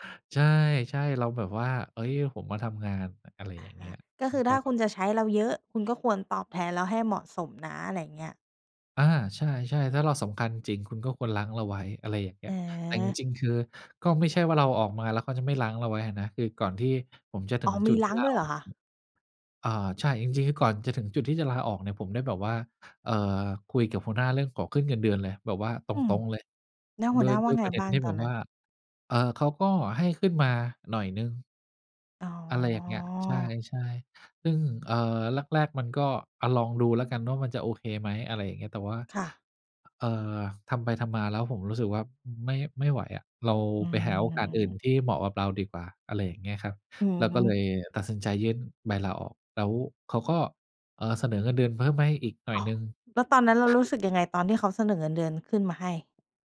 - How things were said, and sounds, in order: tapping; chuckle
- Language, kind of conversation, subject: Thai, podcast, ถ้าคิดจะเปลี่ยนงาน ควรเริ่มจากตรงไหนดี?